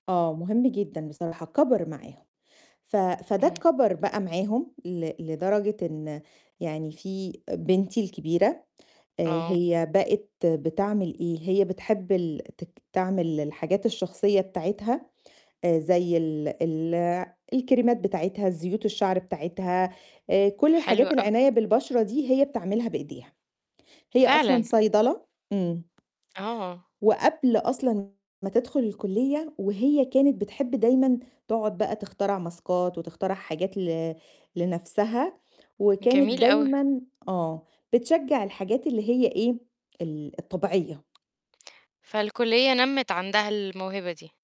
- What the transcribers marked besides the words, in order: tapping; distorted speech; in English: "ماسكات"
- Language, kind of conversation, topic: Arabic, podcast, إزاي تشرح لأهلك أهمية الاستقلال المالي؟